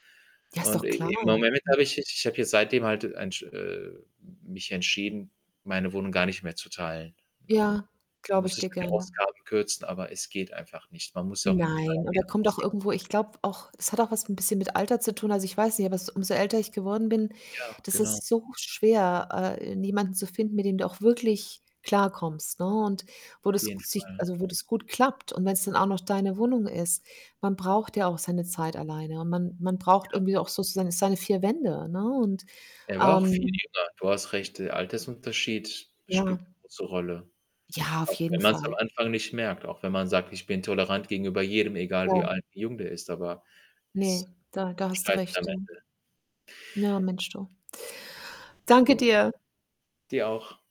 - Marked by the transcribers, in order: static; distorted speech; unintelligible speech
- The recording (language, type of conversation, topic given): German, unstructured, Wie gehst du mit Menschen um, die dich enttäuschen?